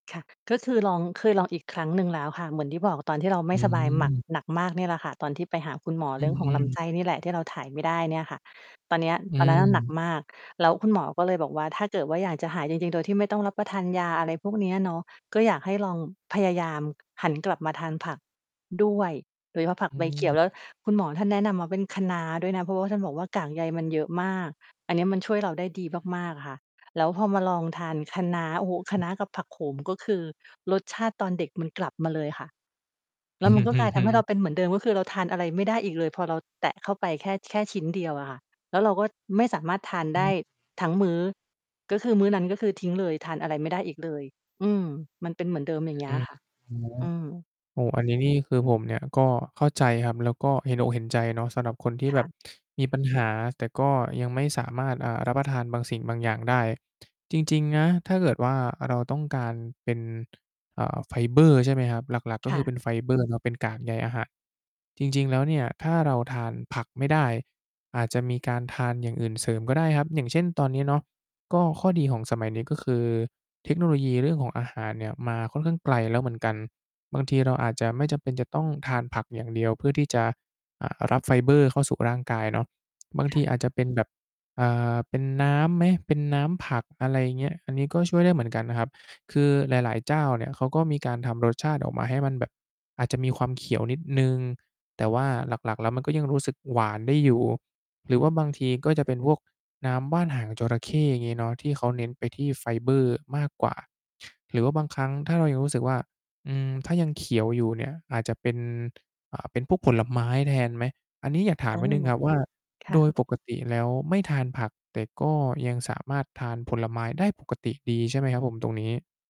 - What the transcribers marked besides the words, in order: static; distorted speech; other background noise; tapping
- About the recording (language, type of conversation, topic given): Thai, advice, ฉันพยายามกินผักแต่ไม่ชอบรสชาติและรู้สึกท้อ ควรทำอย่างไรดี?